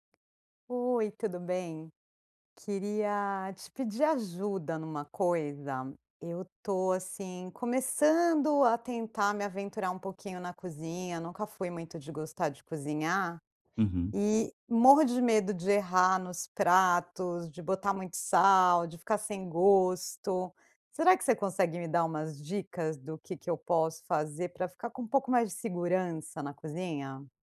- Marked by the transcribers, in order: none
- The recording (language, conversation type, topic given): Portuguese, advice, Como posso me sentir mais seguro ao cozinhar pratos novos?